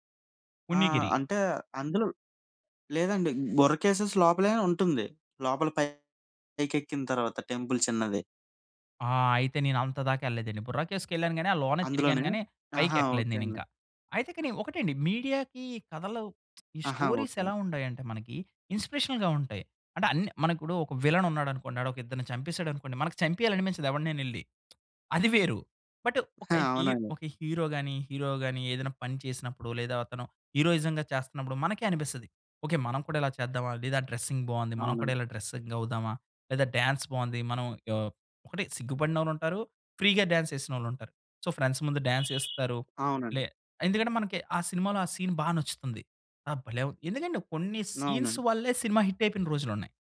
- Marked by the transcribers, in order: other background noise; in English: "టెంపుల్"; lip smack; in English: "స్టోరీస్"; in English: "ఇన్స్పిరేషనల్‌గా"; lip smack; in English: "హీరో‌గాని, హీరో‌గాని"; in English: "హీరోయిజం‌గా"; in English: "డ్రెస్సింగ్"; in English: "డ్రెస్సింగ్"; in English: "డాన్స్"; in English: "ఫ్రీగా డాన్స్"; in English: "ఫ్రెండ్స్"; in English: "డాన్స్"; horn; in English: "సీన్"; in English: "సీన్స్"
- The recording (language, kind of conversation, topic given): Telugu, podcast, మాధ్యమాల్లో కనిపించే కథలు మన అభిరుచులు, ఇష్టాలను ఎలా మార్చుతాయి?